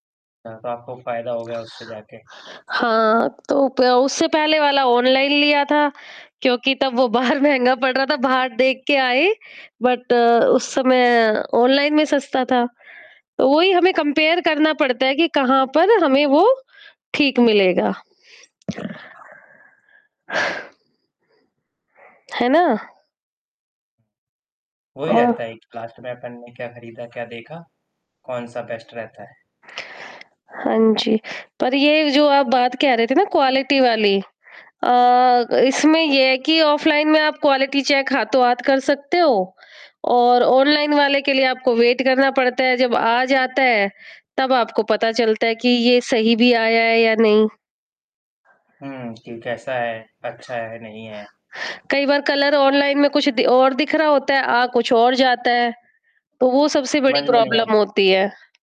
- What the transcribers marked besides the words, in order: other background noise; laughing while speaking: "बाहर"; in English: "बट"; in English: "कंपेयर"; in English: "लास्ट"; in English: "बेस्ट"; in English: "क्वालिटी"; in English: "क्वालिटी चेक"; in English: "वेट"; tapping; in English: "कलर"; distorted speech; in English: "प्रॉब्लम"
- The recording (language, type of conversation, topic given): Hindi, unstructured, आपको शॉपिंग मॉल में खरीदारी करना अधिक पसंद है या ऑनलाइन खरीदारी करना?
- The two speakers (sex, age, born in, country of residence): female, 40-44, India, India; male, 20-24, India, India